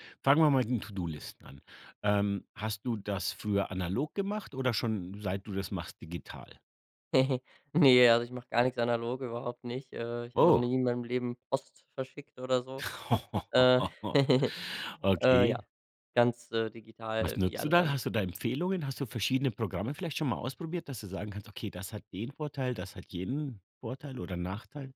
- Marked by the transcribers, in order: giggle; laughing while speaking: "Ne, also"; surprised: "Oh"; laugh; giggle
- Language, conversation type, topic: German, podcast, Welche kleinen Schritte bringen dich wirklich voran?